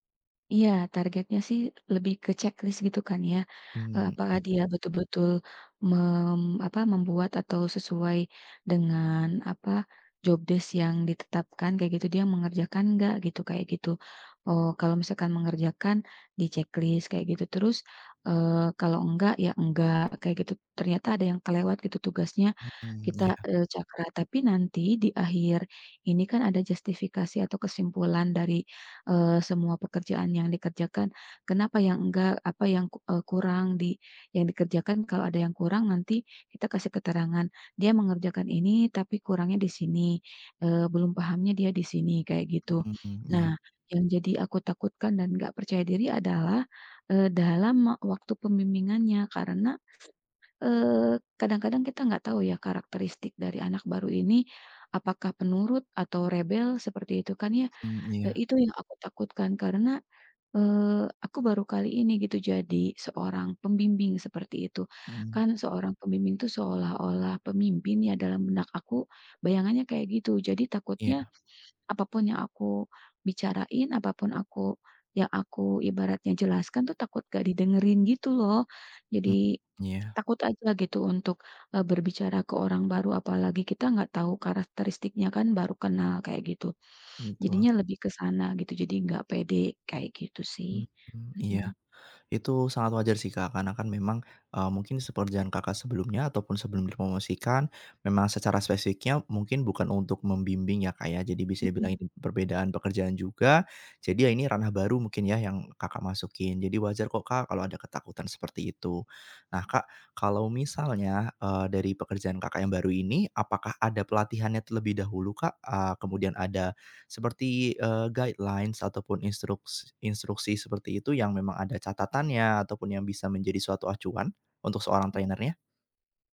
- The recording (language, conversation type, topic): Indonesian, advice, Mengapa saya masih merasa tidak percaya diri meski baru saja mendapat promosi?
- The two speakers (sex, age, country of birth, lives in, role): female, 35-39, Indonesia, Indonesia, user; male, 25-29, Indonesia, Indonesia, advisor
- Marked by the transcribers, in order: in English: "checklist"; in English: "di-checklist"; "gitu" said as "gitut"; tapping; other background noise; in English: "rebel"; "Betul" said as "emtul"; "pekerjaan" said as "perjaan"; "spesifiknya" said as "spesiknya"; in English: "guidelines"; in English: "trainer-nya?"; unintelligible speech